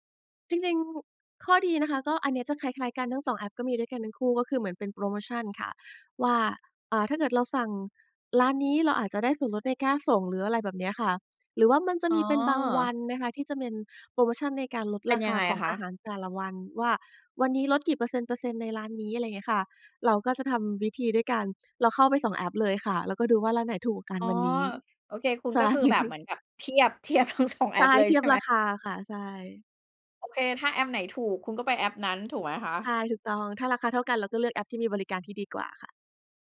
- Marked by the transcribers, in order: laughing while speaking: "ใช่"; chuckle; laughing while speaking: "เทียบทั้ง สอง"
- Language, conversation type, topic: Thai, podcast, คุณช่วยเล่าให้ฟังหน่อยได้ไหมว่าแอปไหนที่ช่วยให้ชีวิตคุณง่ายขึ้น?